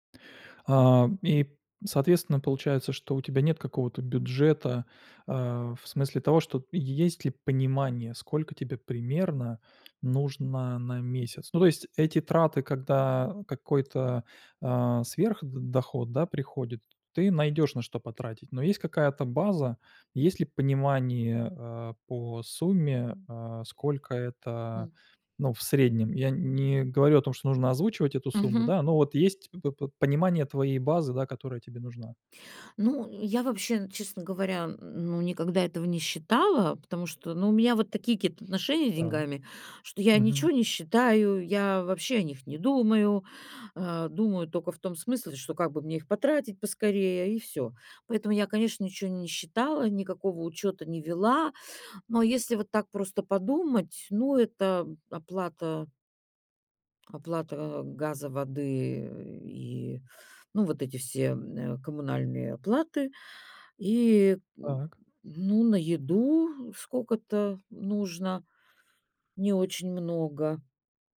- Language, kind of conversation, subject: Russian, advice, Как не тратить больше денег, когда доход растёт?
- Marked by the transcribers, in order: tapping